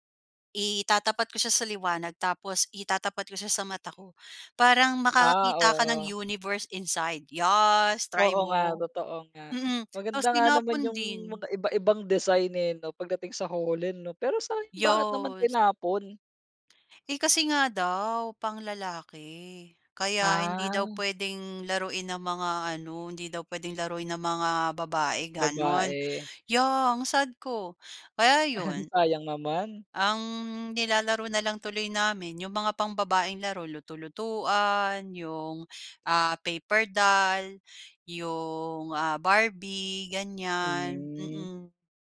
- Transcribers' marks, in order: in English: "universe inside"; tapping; in English: "design"; other background noise; chuckle; in English: "paper doll"
- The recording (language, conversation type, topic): Filipino, podcast, Ano ang paborito mong laro noong bata ka?